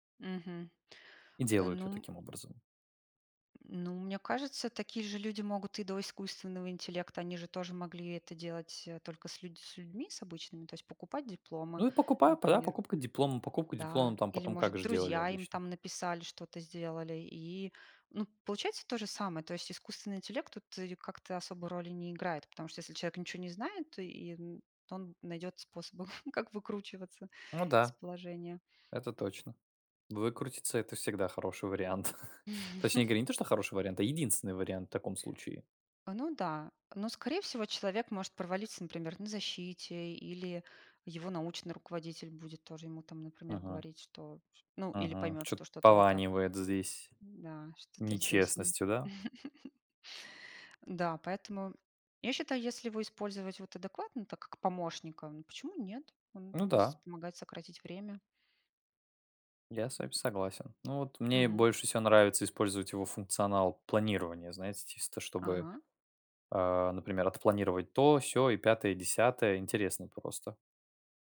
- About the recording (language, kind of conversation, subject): Russian, unstructured, Как технологии изменили ваш подход к обучению и саморазвитию?
- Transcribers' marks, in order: tapping; chuckle; chuckle; laugh; other noise; laugh